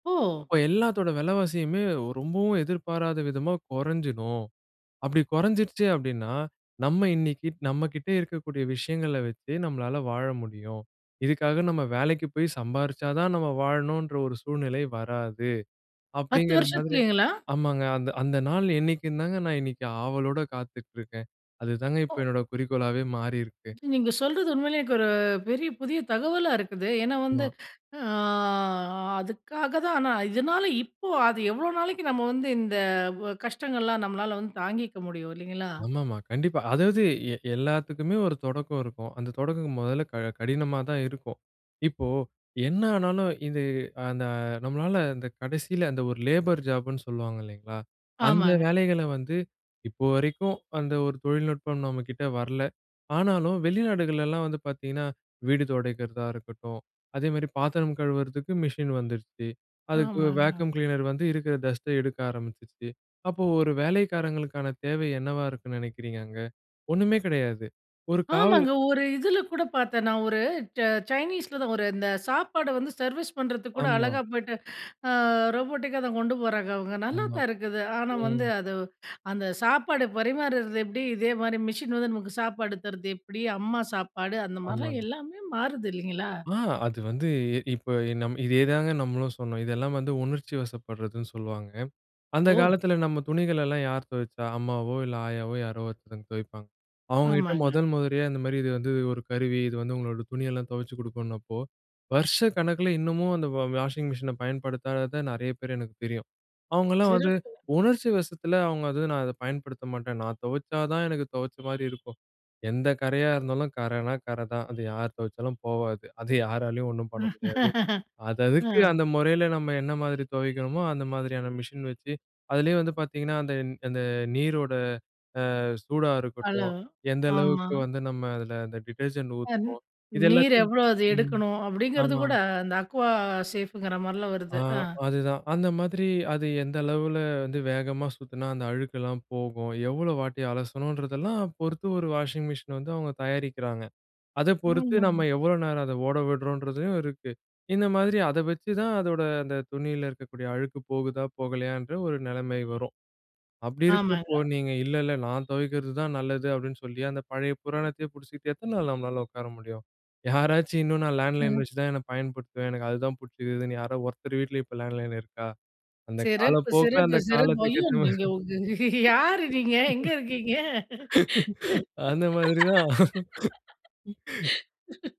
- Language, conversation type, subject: Tamil, podcast, ஒரு நல்ல வேலை கலாச்சாரம் எப்படி இருக்க வேண்டும்?
- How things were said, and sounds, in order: other noise; drawn out: "அ"; tapping; in English: "லேபர் ஜாப்புன்னு"; other street noise; in English: "ரோபோட்டிக்கா"; other background noise; laugh; unintelligible speech; in English: "அக்வா சேஃப்ங்கிற"; chuckle; laughing while speaking: "அந்த மாதிரி தான்"; laugh